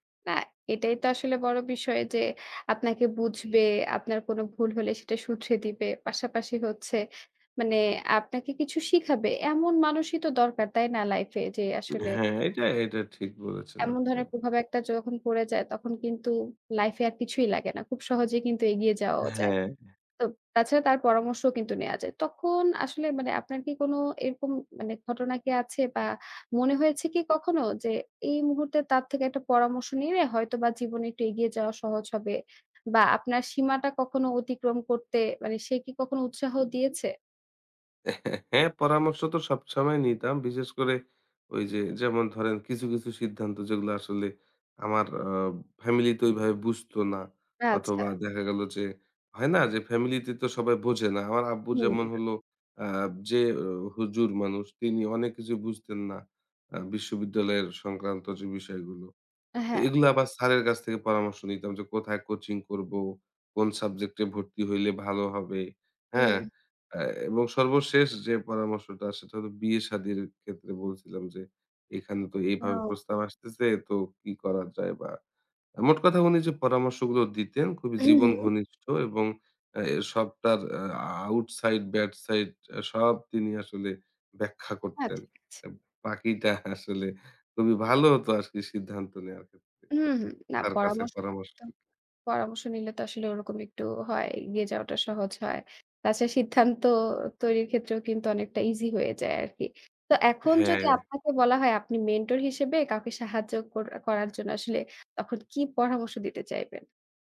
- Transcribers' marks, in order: other background noise; chuckle; tapping; laughing while speaking: "বাকিটা আসলে খুবই ভালো হতো"
- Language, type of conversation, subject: Bengali, podcast, আপনার জীবনে কোনো শিক্ষক বা পথপ্রদর্শকের প্রভাবে আপনি কীভাবে বদলে গেছেন?